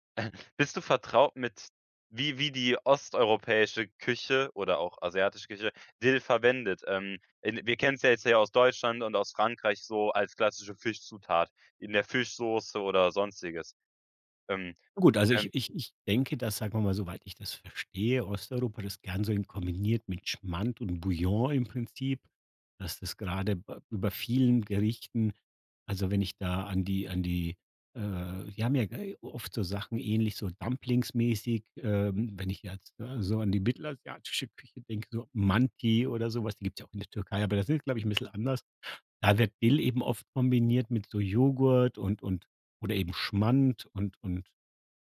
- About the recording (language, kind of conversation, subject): German, podcast, Welche Gewürze bringen dich echt zum Staunen?
- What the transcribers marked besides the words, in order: chuckle; other noise